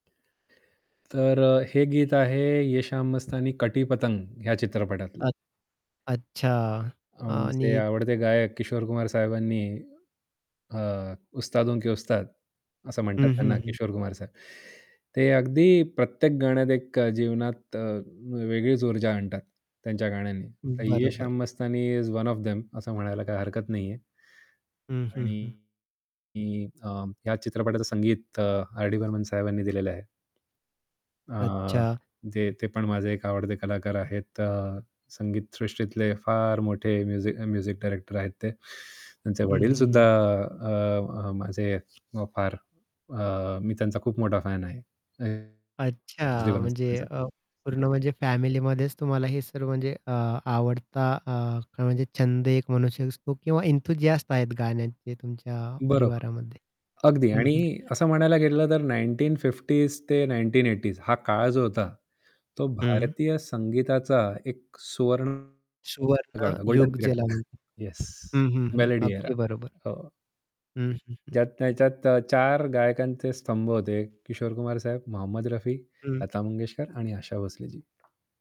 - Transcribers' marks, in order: static; other background noise; in Hindi: "उस्तादों के उस्ताद"; tapping; mechanical hum; in English: "इज वन ऑफ देम"; distorted speech; in English: "म्युझि म्युझिक"; unintelligible speech; in English: "एन्थूसियास्ट"; in English: "पिरेड"; in English: "मेलडी"
- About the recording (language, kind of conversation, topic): Marathi, podcast, कोणते जुने गाणे ऐकल्यावर तुम्हाला लगेच कोणती आठवण येते?